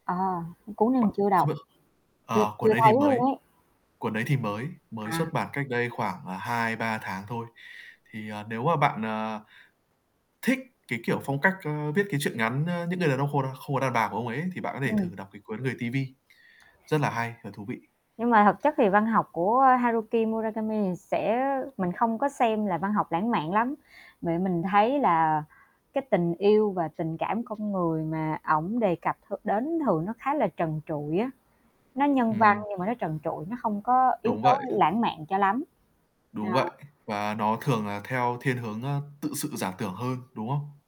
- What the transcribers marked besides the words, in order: static; other background noise; tapping
- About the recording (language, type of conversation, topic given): Vietnamese, unstructured, Bạn thường chọn sách để đọc dựa trên những tiêu chí nào?
- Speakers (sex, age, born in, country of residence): female, 30-34, Vietnam, Vietnam; male, 20-24, Vietnam, Vietnam